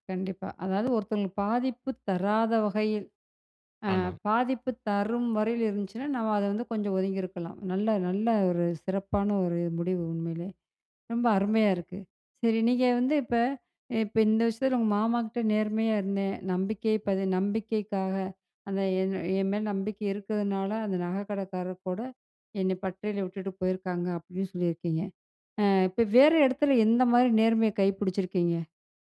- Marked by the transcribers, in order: "வகையில்" said as "வரையில்"; "கடைபிடுச்சிருக்கீங்க?" said as "கைப்புடிச்சிருக்கீங்க?"
- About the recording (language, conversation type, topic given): Tamil, podcast, நேர்மை நம்பிக்கைக்கு எவ்வளவு முக்கியம்?